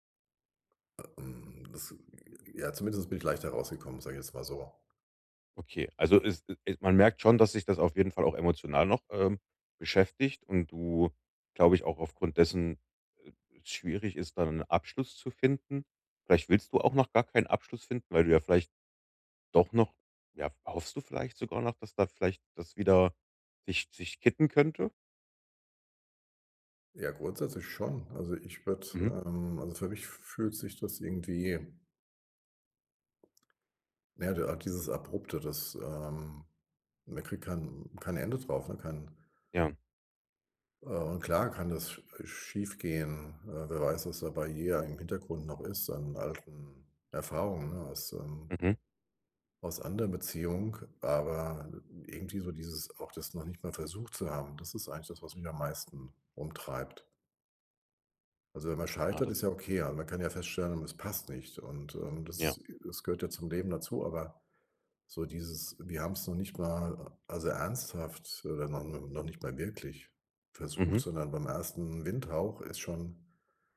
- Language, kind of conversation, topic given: German, advice, Wie kann ich die Vergangenheit loslassen, um bereit für eine neue Beziehung zu sein?
- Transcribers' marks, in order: none